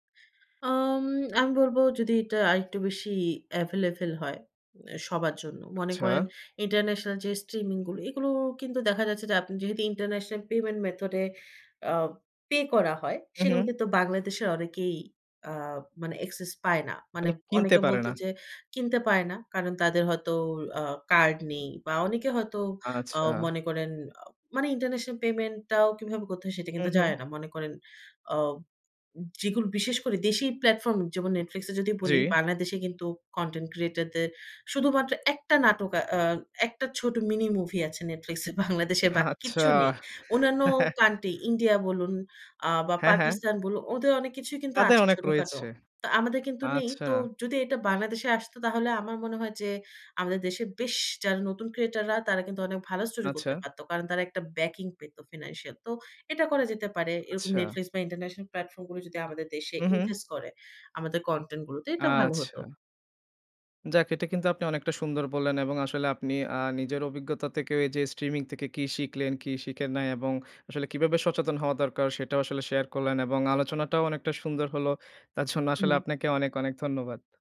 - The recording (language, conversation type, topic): Bengali, podcast, স্ট্রিমিং কি তোমার দেখার অভ্যাস বদলে দিয়েছে?
- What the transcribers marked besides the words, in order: lip smack; tapping; laughing while speaking: "Netflix এ বাংলাদেশের"; laughing while speaking: "আচ্ছা"; chuckle